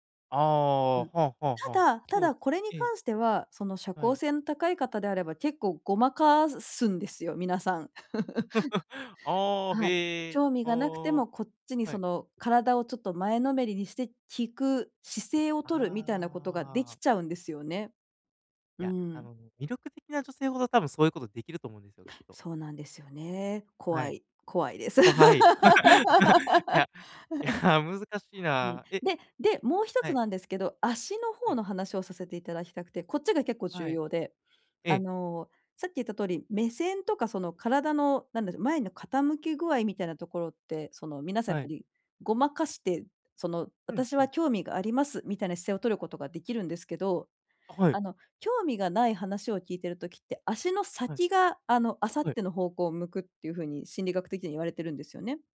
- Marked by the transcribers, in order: chuckle; laugh; laugh; laughing while speaking: "怖い"; laugh; laughing while speaking: "いや、難しいな"
- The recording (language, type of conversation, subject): Japanese, advice, 相手の感情を正しく理解するにはどうすればよいですか？